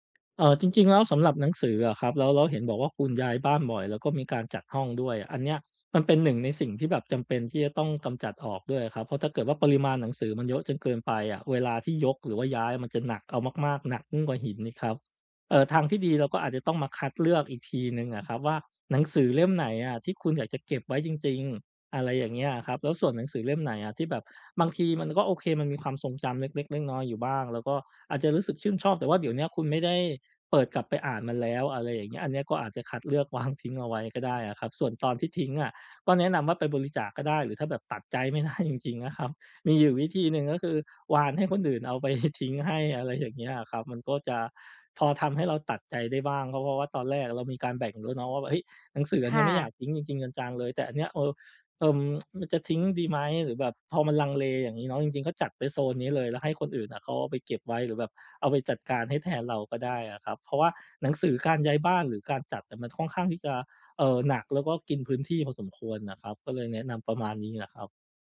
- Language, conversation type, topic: Thai, advice, ควรตัดสินใจอย่างไรว่าอะไรควรเก็บไว้หรือทิ้งเมื่อเป็นของที่ไม่ค่อยได้ใช้?
- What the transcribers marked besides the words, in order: laughing while speaking: "วาง"; laughing while speaking: "ไม่ได้จริง ๆ"; laughing while speaking: "ไปทิ้งให้"; tsk